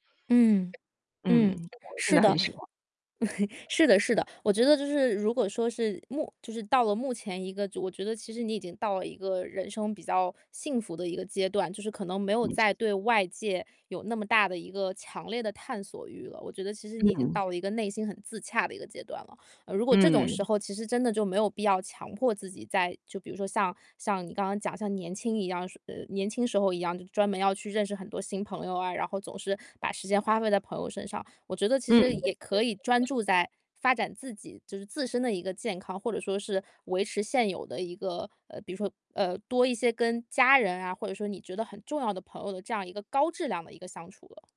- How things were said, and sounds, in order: other background noise; other noise; unintelligible speech; chuckle; distorted speech; unintelligible speech; unintelligible speech
- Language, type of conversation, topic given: Chinese, advice, 我该如何在社交和独处之间找到平衡，并合理安排时间？